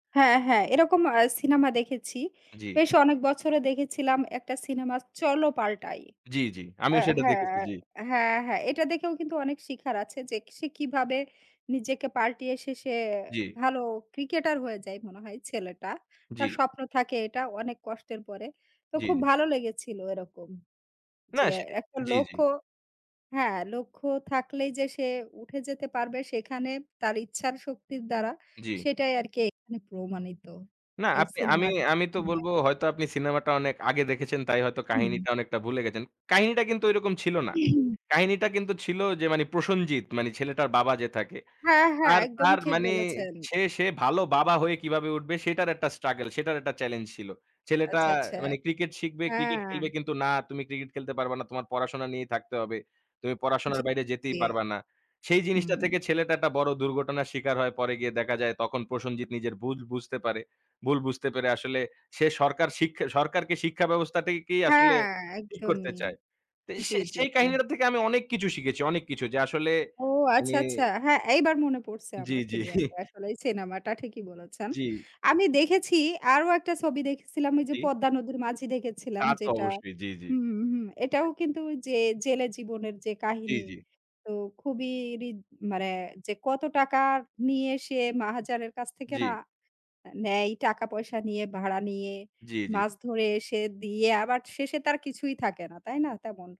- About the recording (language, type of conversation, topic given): Bengali, unstructured, তুমি সিনেমা দেখতে গেলে কী ধরনের গল্প বেশি পছন্দ করো?
- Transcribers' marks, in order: throat clearing; laughing while speaking: "জি"; other background noise; unintelligible speech; "মহাজনের" said as "মাহাজারের"